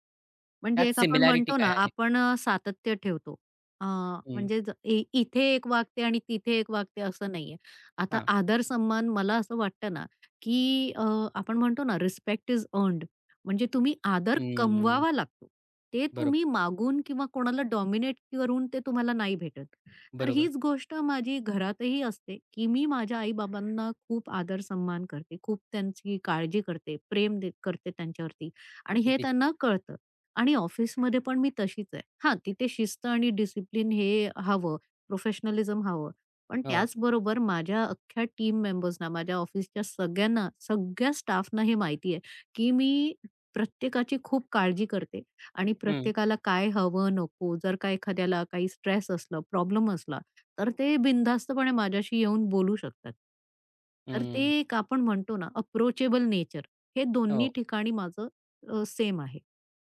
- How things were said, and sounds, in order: in English: "रिस्पेक्ट इज अर्न्ड"; in English: "डॉमिनेट"; unintelligible speech; in English: "टीम"; in English: "अप्रोचेबल"
- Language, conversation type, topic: Marathi, podcast, घरी आणि बाहेर वेगळी ओळख असल्यास ती तुम्ही कशी सांभाळता?
- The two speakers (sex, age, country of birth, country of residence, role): female, 45-49, India, India, guest; male, 40-44, India, India, host